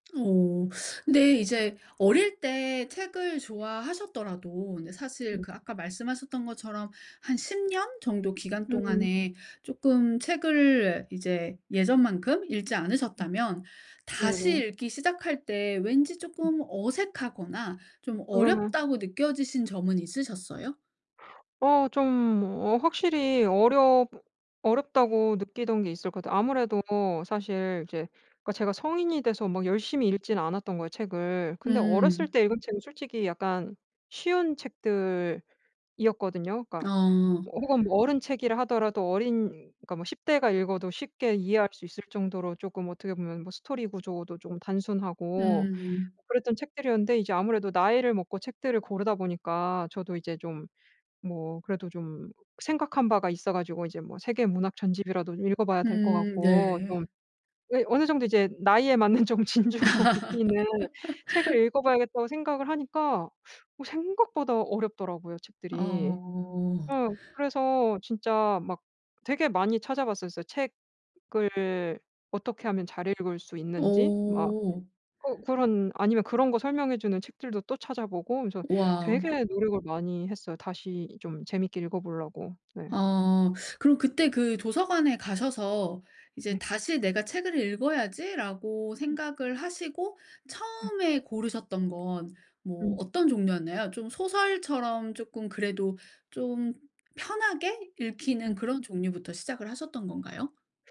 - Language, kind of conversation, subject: Korean, podcast, 취미를 다시 시작할 때 가장 어려웠던 점은 무엇이었나요?
- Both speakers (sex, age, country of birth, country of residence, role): female, 35-39, South Korea, France, guest; female, 40-44, South Korea, United States, host
- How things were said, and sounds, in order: other background noise; laugh; laughing while speaking: "맞는 좀 진중하고"; tapping